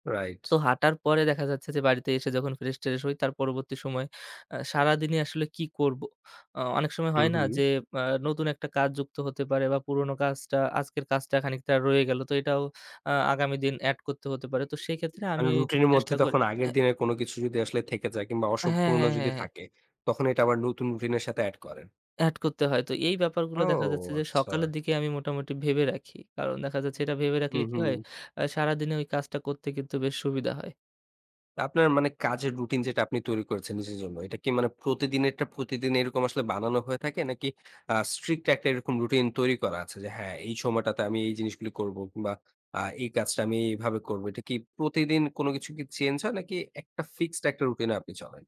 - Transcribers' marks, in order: other background noise; in English: "strict"
- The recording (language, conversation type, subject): Bengali, podcast, কাজ শুরু করার আগে আপনার রুটিন কেমন থাকে?